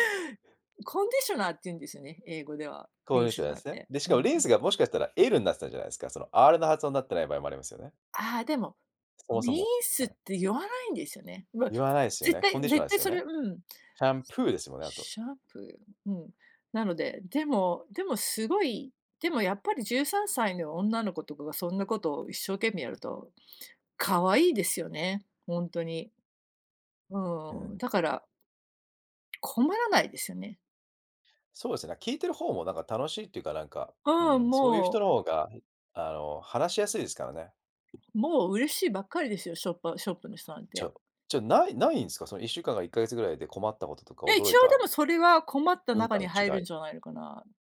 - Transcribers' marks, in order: "コンディショナー" said as "こういしょなー"; other background noise; stressed: "プー"; tapping
- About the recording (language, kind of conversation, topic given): Japanese, podcast, 言葉が通じない場所で、どのようにして現地の生活に馴染みましたか？
- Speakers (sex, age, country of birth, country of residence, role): female, 40-44, United States, United States, guest; male, 35-39, Japan, Japan, host